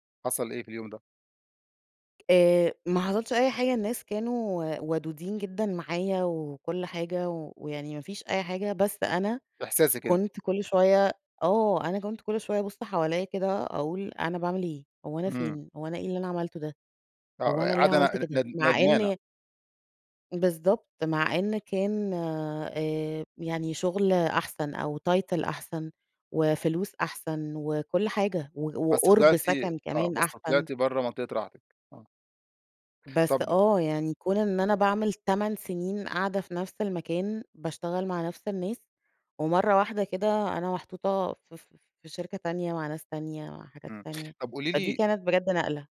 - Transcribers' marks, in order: in English: "title"; tapping
- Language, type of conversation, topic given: Arabic, podcast, احكيلي عن مرة طلعت من منطقة الراحة؟